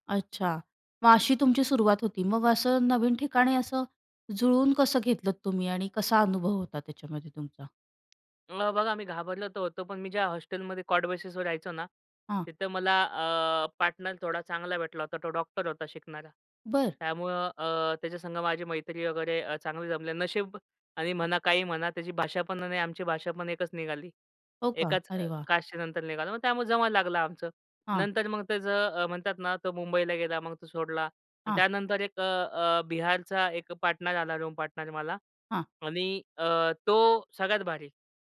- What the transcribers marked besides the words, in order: tapping; other noise; other background noise
- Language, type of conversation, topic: Marathi, podcast, पहिल्यांदा घरापासून दूर राहिल्यावर तुम्हाला कसं वाटलं?